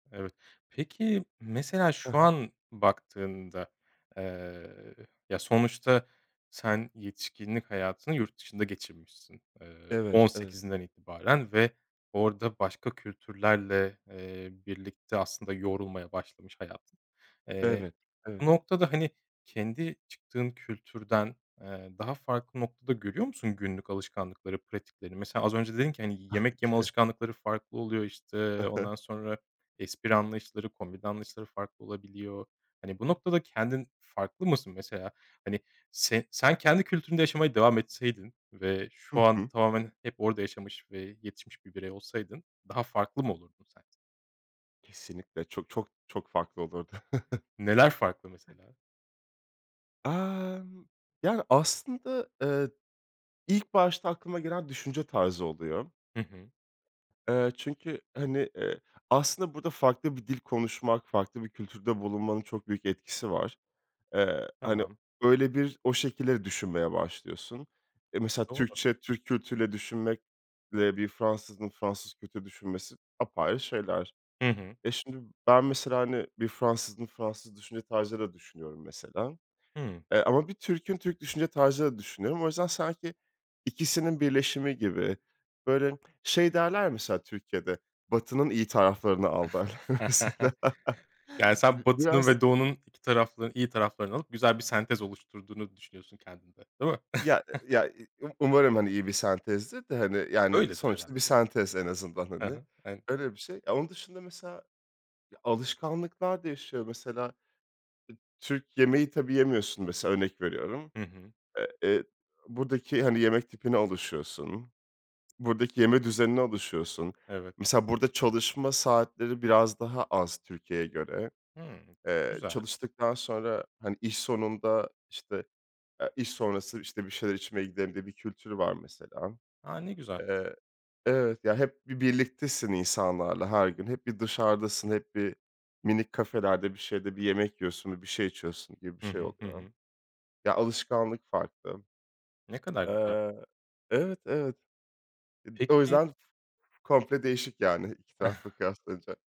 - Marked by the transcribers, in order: chuckle; other background noise; unintelligible speech; chuckle; other noise; chuckle; laughing while speaking: "derler, mesela"; chuckle; unintelligible speech; chuckle
- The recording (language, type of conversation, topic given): Turkish, podcast, Hayatında seni en çok değiştiren deneyim neydi?